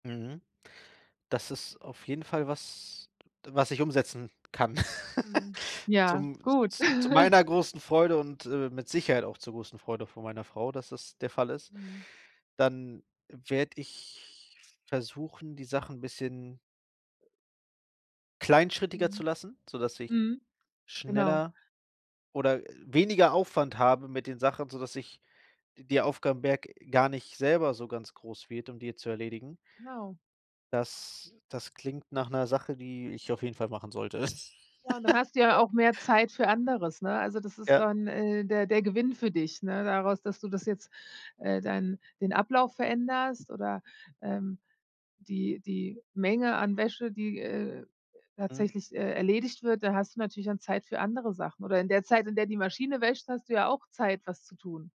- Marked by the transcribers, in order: tapping; chuckle; laugh; drawn out: "ich"; other background noise; laugh
- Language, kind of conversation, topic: German, advice, Warum schiebe ich ständig wichtige Aufgaben auf?